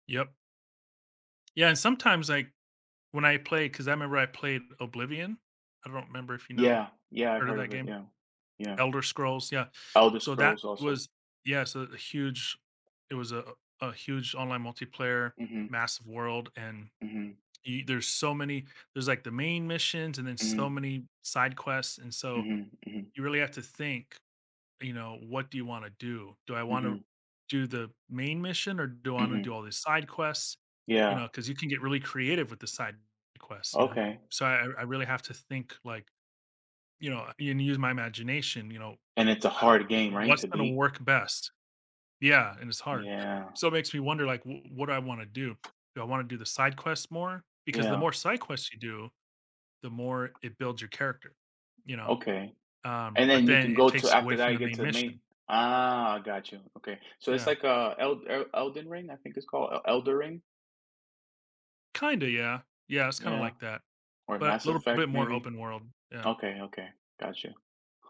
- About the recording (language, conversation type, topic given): English, unstructured, In what ways can playing games inspire creative thinking in our everyday lives?
- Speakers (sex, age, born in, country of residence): male, 35-39, United States, United States; male, 40-44, United States, United States
- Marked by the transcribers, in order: tapping; hiccup; other background noise; drawn out: "Ah"